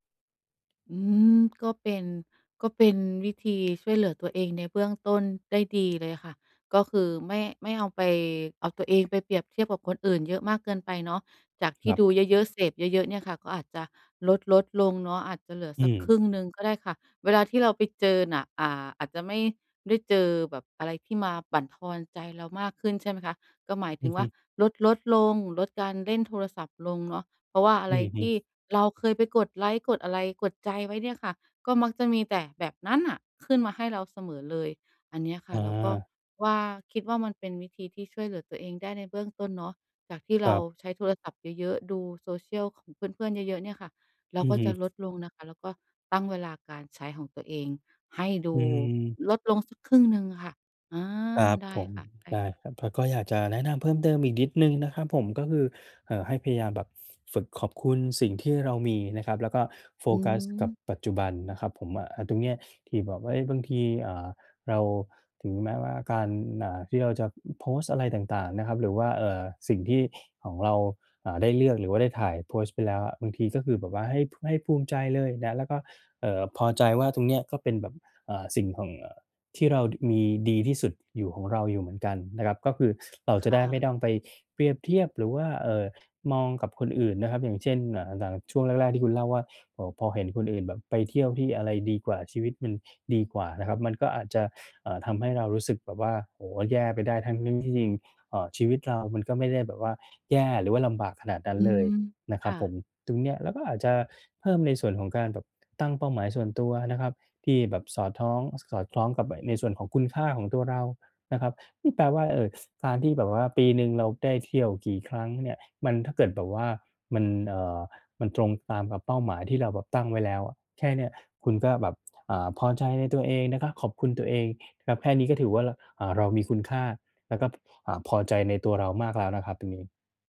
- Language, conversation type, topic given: Thai, advice, ฉันจะลดความรู้สึกกลัวว่าจะพลาดสิ่งต่าง ๆ (FOMO) ในชีวิตได้อย่างไร
- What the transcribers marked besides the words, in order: tapping; other background noise; other noise